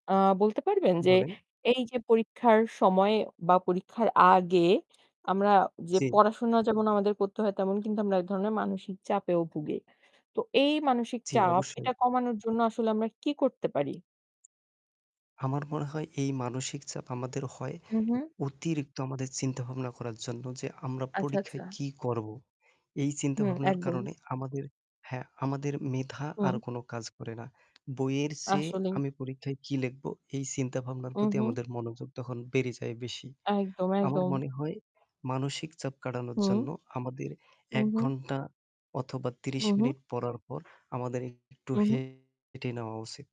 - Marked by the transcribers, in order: tapping; static; distorted speech; other background noise
- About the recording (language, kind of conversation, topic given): Bengali, unstructured, পরীক্ষার জন্য প্রস্তুতি নেওয়ার সেরা উপায় কী?